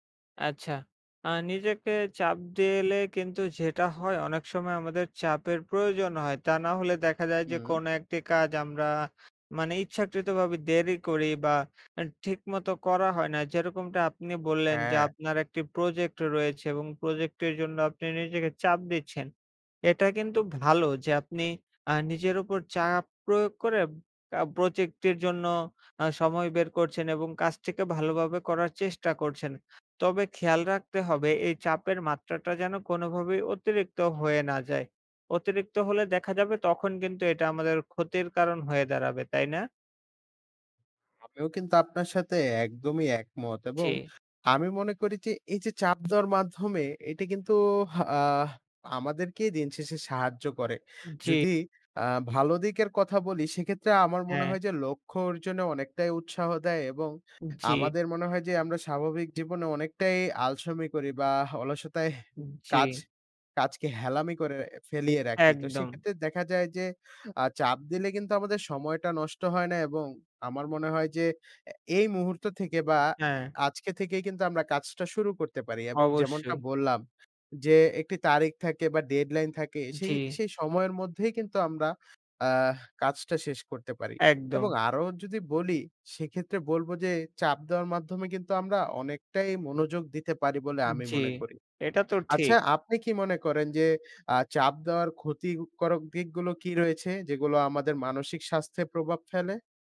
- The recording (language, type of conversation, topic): Bengali, unstructured, নিজের ওপর চাপ দেওয়া কখন উপকার করে, আর কখন ক্ষতি করে?
- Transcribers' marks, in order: "ক্ষতিকারক" said as "ক্ষতিকরক"